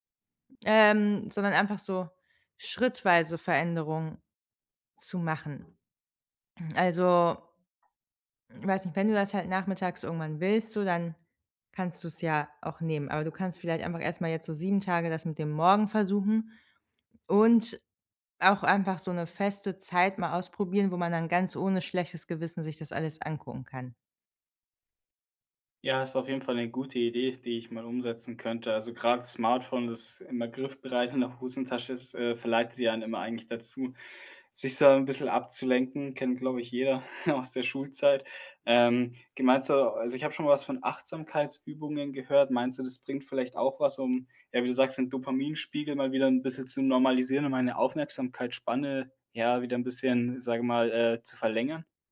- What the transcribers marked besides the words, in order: other background noise; chuckle
- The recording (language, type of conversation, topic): German, advice, Wie raubt dir ständiges Multitasking Produktivität und innere Ruhe?